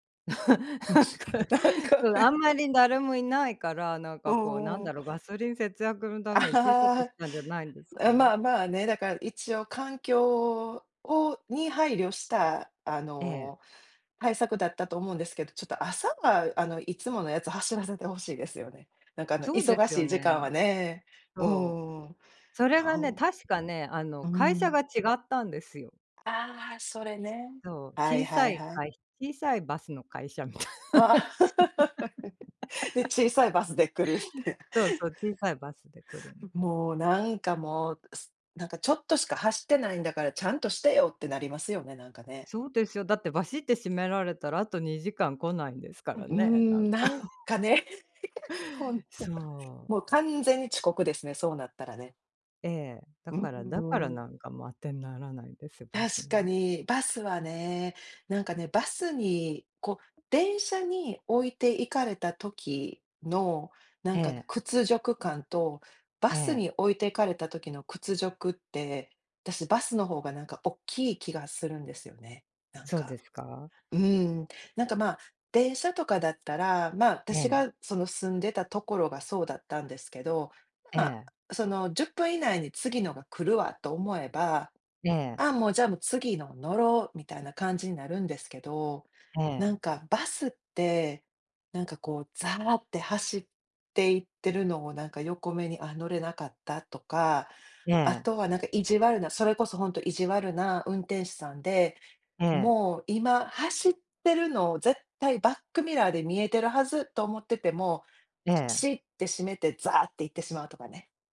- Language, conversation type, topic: Japanese, unstructured, 電車とバスでは、どちらの移動手段がより便利ですか？
- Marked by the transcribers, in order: chuckle; laughing while speaking: "なんか"; laughing while speaking: "なんか"; other background noise; tapping; chuckle; laughing while speaking: "みたいな"; chuckle; chuckle; giggle